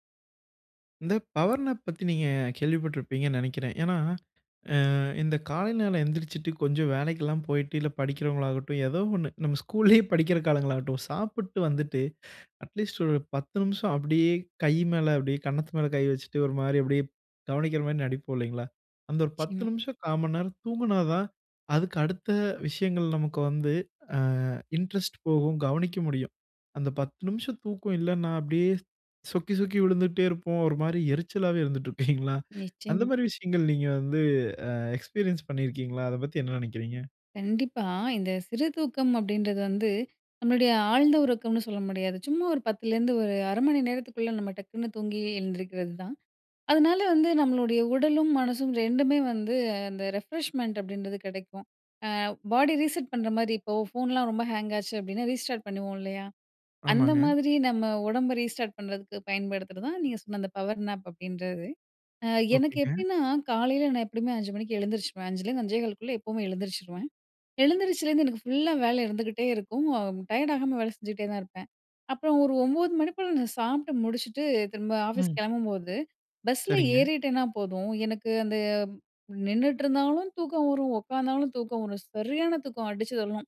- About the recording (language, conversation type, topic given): Tamil, podcast, சிறு தூக்கம் உங்களுக்கு எப்படிப் பயனளிக்கிறது?
- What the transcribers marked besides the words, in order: tapping; in English: "பவர் நேப்"; "நேரம்" said as "நேல"; inhale; laughing while speaking: "இருந்துட்ருப்பீங்களா!"; inhale; in English: "எக்ஸ்பீரியன்ஸ்"; in English: "ரெஃப்ரெஷ்மெண்ட்"; in English: "ரீசெட்"; in English: "ஹேங்"; in English: "ரீஸ்டார்ட்"; in English: "ரீஸ்டார்ட்"; in English: "பவர் நேப்"; other background noise